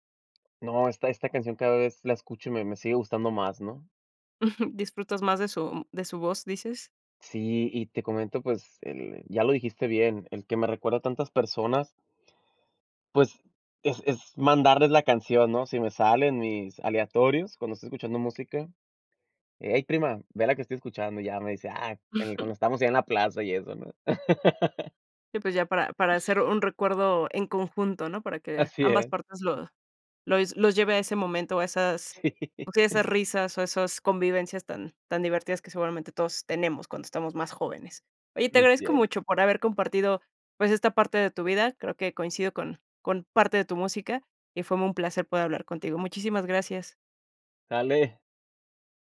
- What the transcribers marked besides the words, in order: chuckle; chuckle; laugh; laughing while speaking: "Sí"
- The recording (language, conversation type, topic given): Spanish, podcast, ¿Qué canción te devuelve a una época concreta de tu vida?